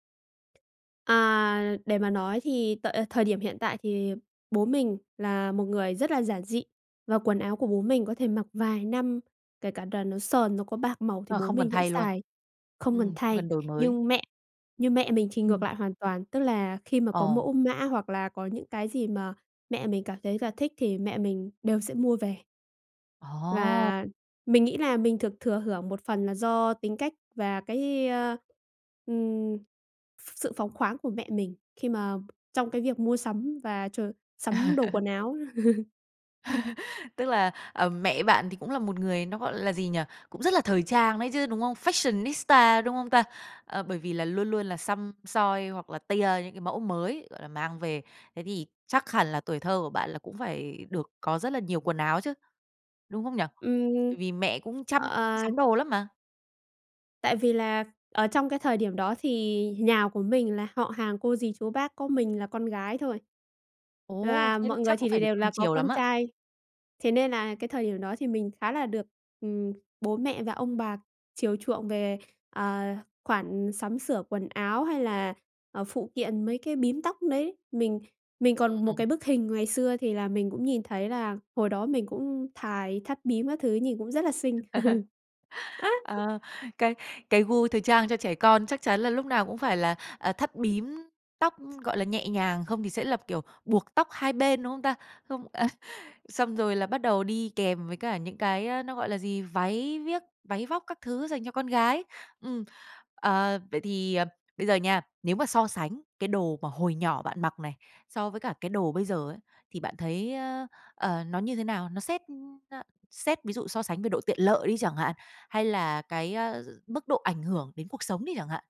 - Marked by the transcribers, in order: tapping; other background noise; laugh; chuckle; laugh; in English: "Fashionista"; laugh; chuckle; laughing while speaking: "à"
- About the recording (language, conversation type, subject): Vietnamese, podcast, Hồi nhỏ bạn thường ăn mặc thế nào, và bây giờ đã khác ra sao?